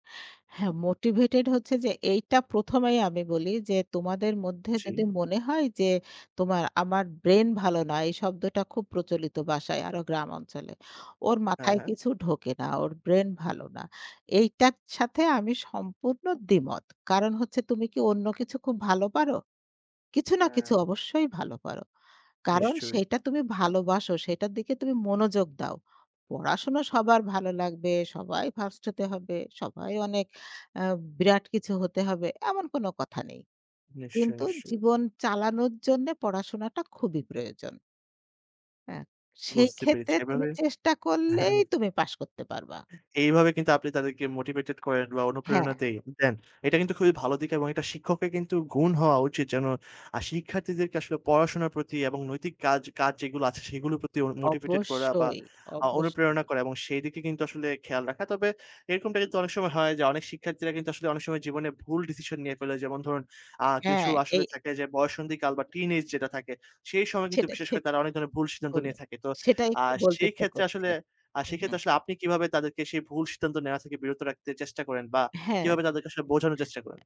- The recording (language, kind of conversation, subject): Bengali, podcast, ভালো শিক্ষক কীভাবে একজন শিক্ষার্থীর পড়াশোনায় ইতিবাচক পরিবর্তন আনতে পারেন?
- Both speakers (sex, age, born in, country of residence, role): female, 55-59, Bangladesh, Bangladesh, guest; male, 50-54, Bangladesh, Bangladesh, host
- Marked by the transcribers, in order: none